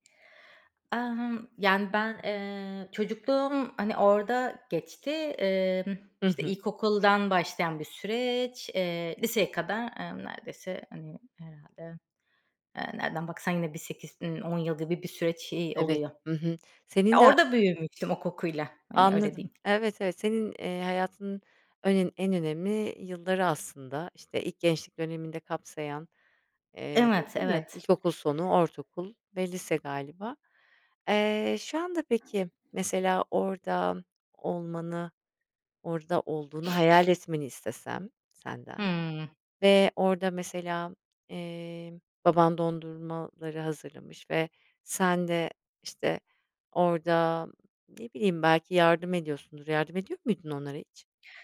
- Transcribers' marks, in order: other background noise; other noise
- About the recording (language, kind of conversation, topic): Turkish, podcast, Seni çocukluğuna anında götüren koku hangisi?